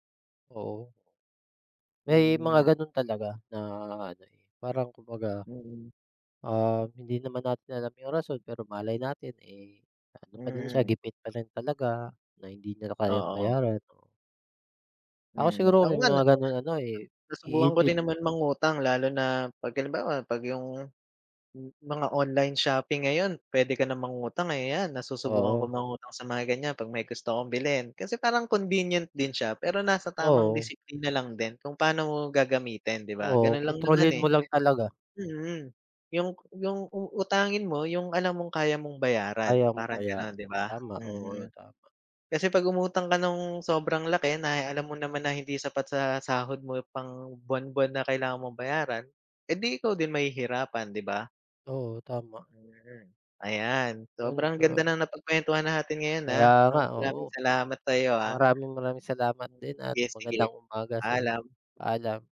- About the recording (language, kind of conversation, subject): Filipino, unstructured, Ano ang palagay mo tungkol sa pagtaas ng utang ng mga Pilipino?
- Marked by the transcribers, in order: other background noise; in English: "convenient"; wind